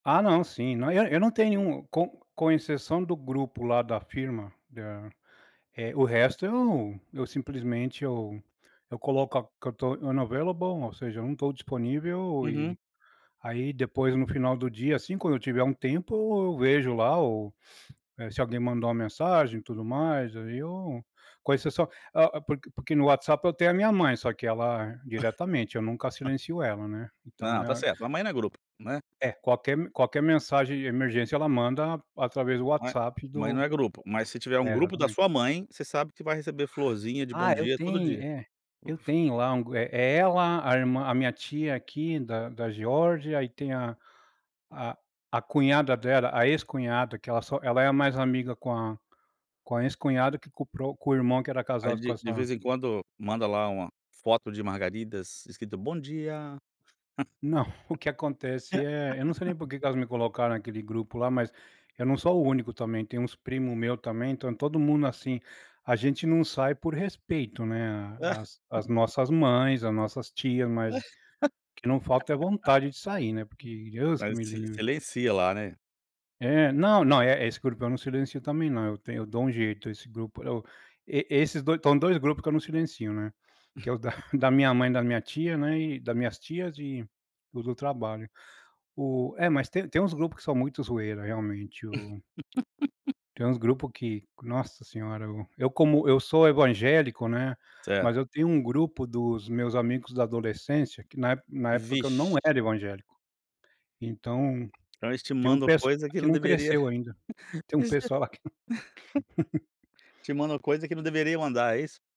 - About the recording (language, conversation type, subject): Portuguese, podcast, Como lidar com grupos do WhatsApp muito ativos?
- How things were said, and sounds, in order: in English: "unavailable"; sniff; chuckle; other background noise; tapping; laugh; laugh; laugh; chuckle; chuckle; laugh; laugh; unintelligible speech; laugh